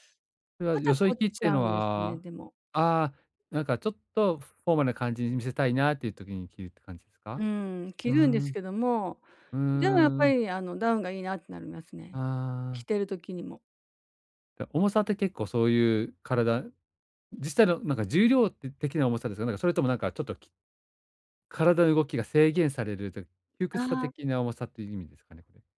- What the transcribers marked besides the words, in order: none
- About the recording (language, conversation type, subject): Japanese, advice, どうすれば自分に似合う服を見つけられますか？